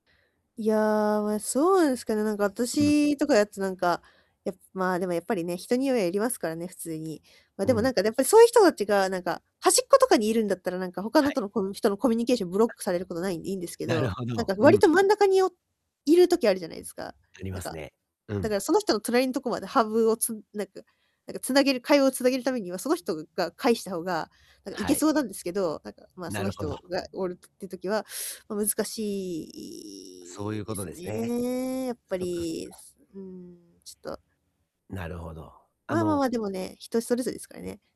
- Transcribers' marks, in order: other background noise; distorted speech; drawn out: "ね"; static
- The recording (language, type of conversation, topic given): Japanese, advice, パーティーで周りと話せず気まずいとき、自然に会話に入るにはどうすればいいですか？